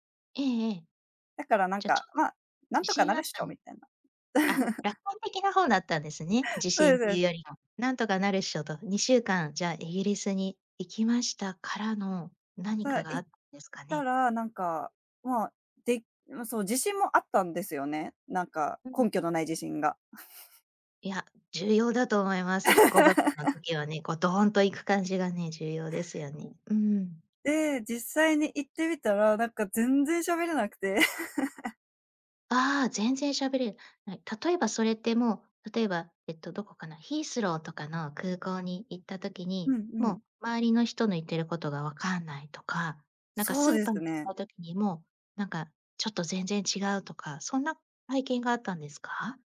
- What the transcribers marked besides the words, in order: chuckle; other noise; giggle; laugh; laugh
- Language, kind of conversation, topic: Japanese, podcast, 人生で一番の挑戦は何でしたか？
- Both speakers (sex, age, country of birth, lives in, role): female, 30-34, Japan, Japan, guest; female, 45-49, Japan, Japan, host